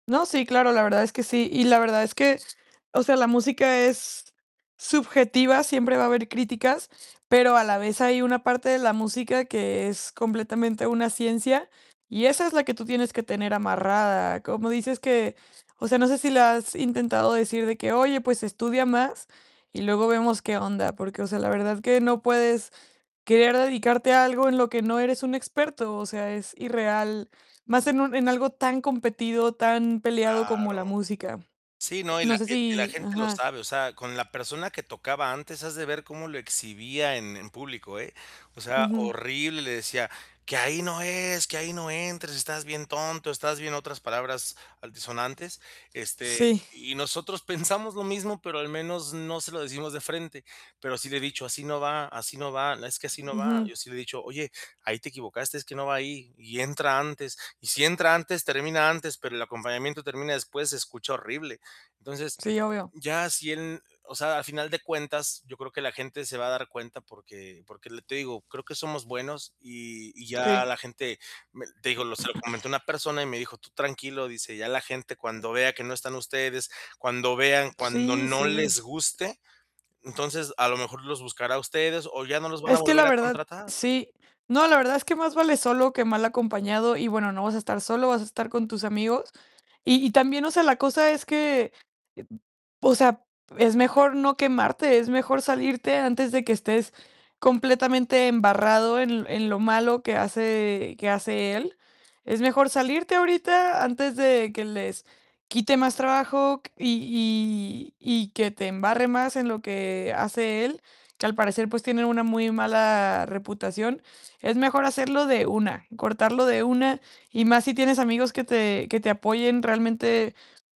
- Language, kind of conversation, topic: Spanish, advice, ¿Cómo puedo tomar buenas decisiones cuando tengo poca información y hay incertidumbre?
- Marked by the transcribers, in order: static; unintelligible speech; tapping; "antisonantes" said as "altisonantes"; laughing while speaking: "pensamos lo mismo"; throat clearing; other noise; unintelligible speech